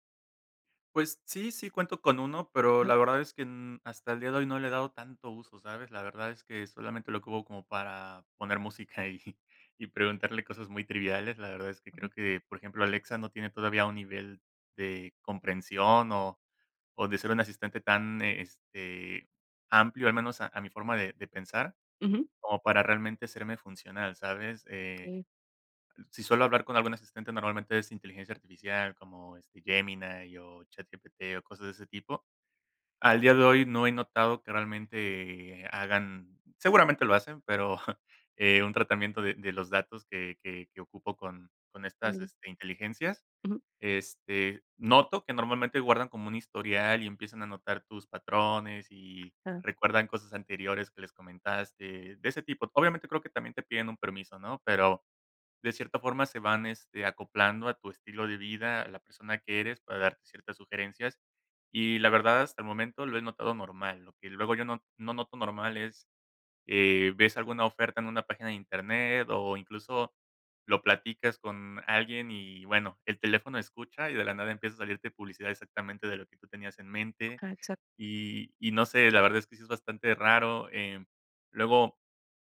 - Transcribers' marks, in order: tapping
- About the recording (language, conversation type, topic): Spanish, podcast, ¿Qué te preocupa más de tu privacidad con tanta tecnología alrededor?